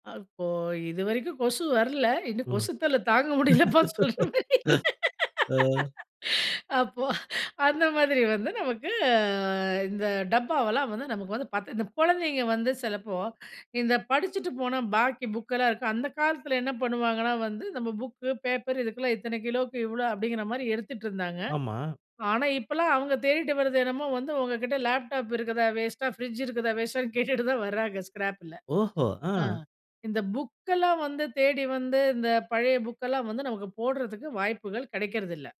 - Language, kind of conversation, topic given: Tamil, podcast, வீட்டுக் குப்பையை நீங்கள் எப்படி குறைக்கிறீர்கள்?
- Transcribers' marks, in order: laughing while speaking: "கொசுத் தொல்ல தாங்க முடியலப்பா சொல்ற மாரியில்ல"; laugh; drawn out: "அ"; chuckle; in English: "ஸ்க்ராப்பில"